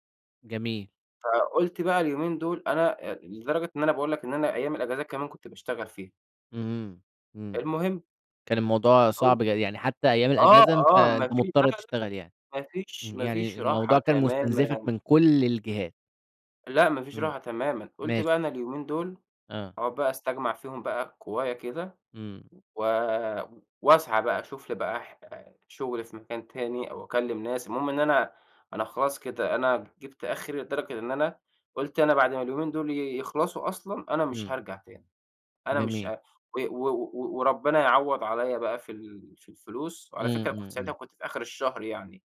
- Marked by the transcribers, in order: tapping
- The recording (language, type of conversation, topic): Arabic, podcast, إيه العلامات اللي بتقول إن شغلك بيستنزفك؟